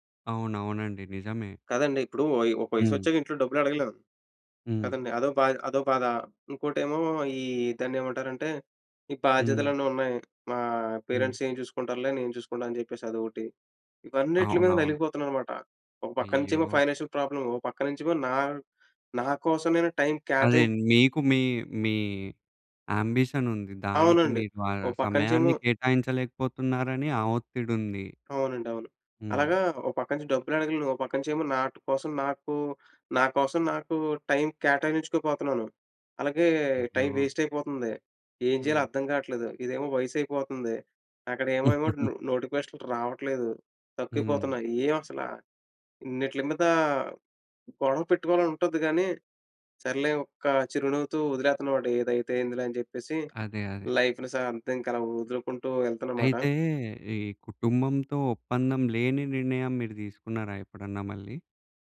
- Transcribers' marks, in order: in English: "ఫైనాన్షియల్"; in English: "టైమ్"; in English: "టైమ్"; in English: "టైమ్"; chuckle; in English: "లైఫ్‌ని"
- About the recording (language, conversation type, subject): Telugu, podcast, కుటుంబ నిరీక్షణలు మీ నిర్ణయాలపై ఎలా ప్రభావం చూపించాయి?